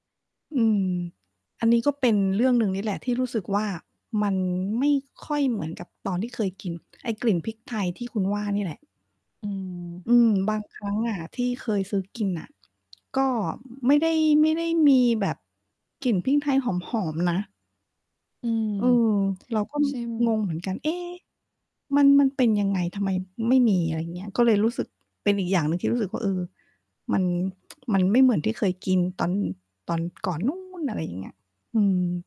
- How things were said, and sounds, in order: distorted speech; other background noise; tsk; stressed: "นู้น"
- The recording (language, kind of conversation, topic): Thai, unstructured, คุณรู้สึกอย่างไรกับอาหารที่เคยทำให้คุณมีความสุขแต่ตอนนี้หากินยาก?